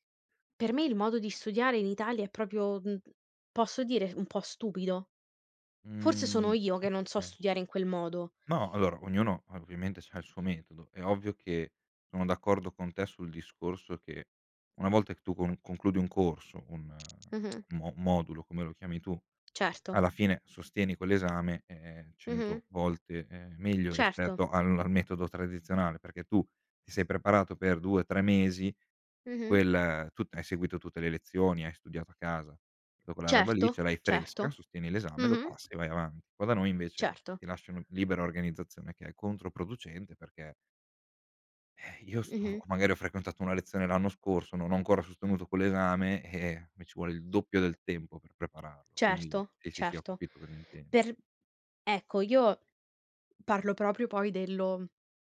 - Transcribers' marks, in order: "proprio" said as "propio"; other background noise; "tutta" said as "ta"; tapping; "proprio" said as "propio"
- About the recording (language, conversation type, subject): Italian, unstructured, Credi che la scuola sia uguale per tutti gli studenti?